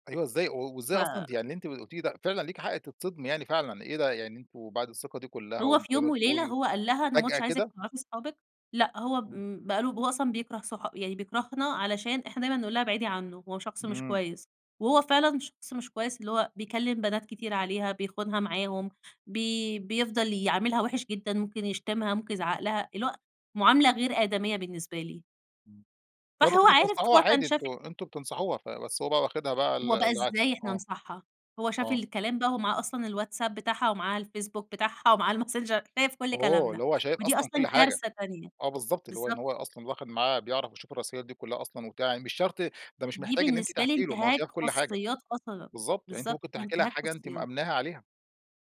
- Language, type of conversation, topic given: Arabic, podcast, إزاي ممكن تبني الثقة من جديد بعد مشكلة؟
- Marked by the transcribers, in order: tapping; laughing while speaking: "الماسنجر"